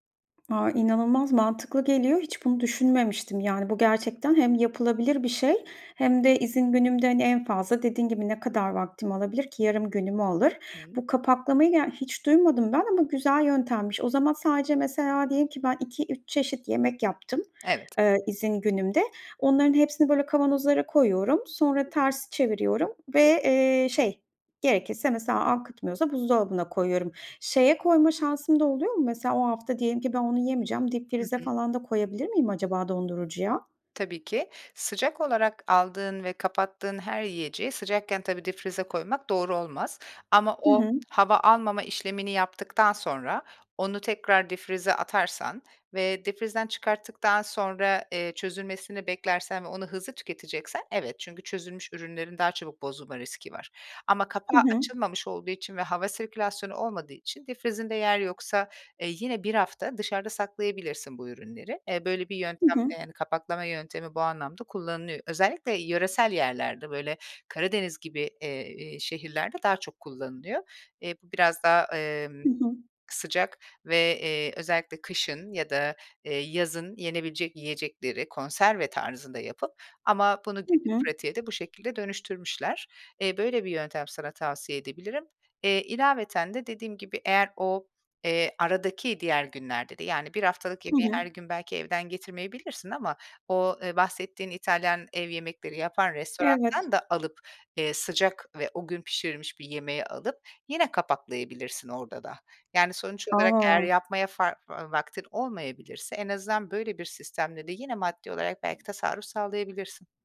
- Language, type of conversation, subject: Turkish, advice, Sağlıklı beslenme rutinini günlük hayatına neden yerleştiremiyorsun?
- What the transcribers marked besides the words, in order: other background noise; other noise; tapping; "restorandan" said as "restoranttan"